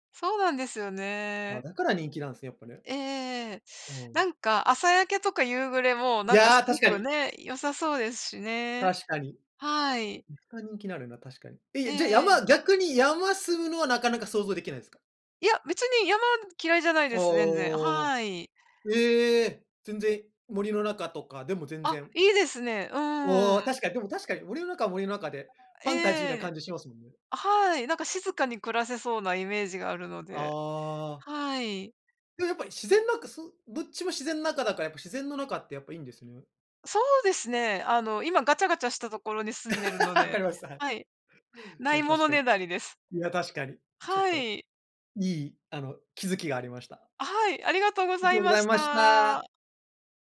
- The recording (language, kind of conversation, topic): Japanese, unstructured, あなたの理想的な住まいの環境はどんな感じですか？
- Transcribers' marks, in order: unintelligible speech; other noise; laugh